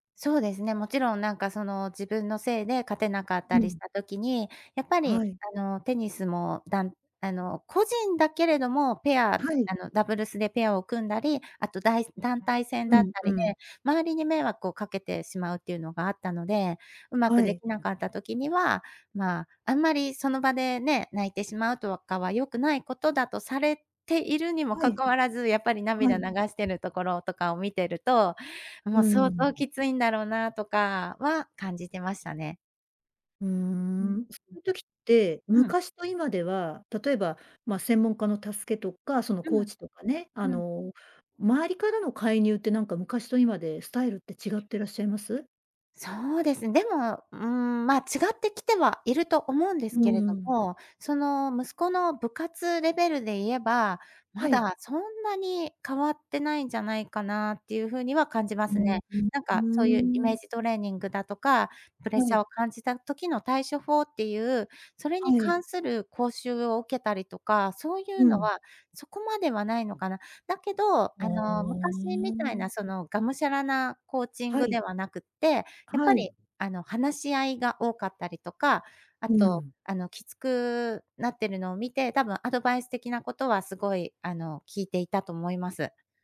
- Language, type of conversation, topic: Japanese, podcast, プレッシャーが強い時の対処法は何ですか？
- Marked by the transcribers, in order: other background noise; drawn out: "ふん"